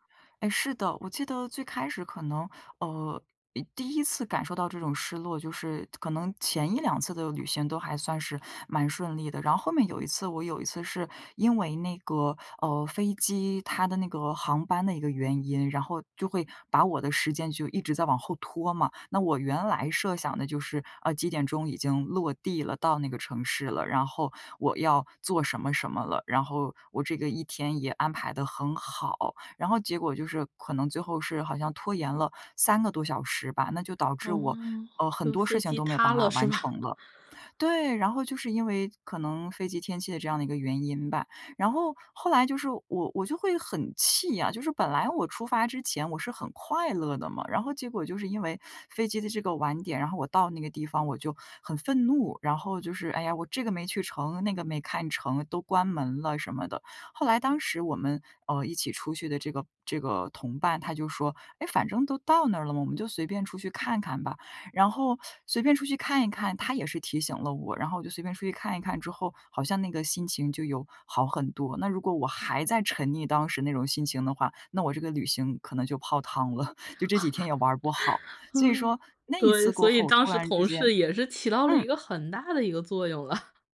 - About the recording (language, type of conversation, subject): Chinese, podcast, 你在旅行中学会的最实用技能是什么？
- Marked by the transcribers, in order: laughing while speaking: "是吧"; stressed: "快乐"; chuckle; laugh; laughing while speaking: "了"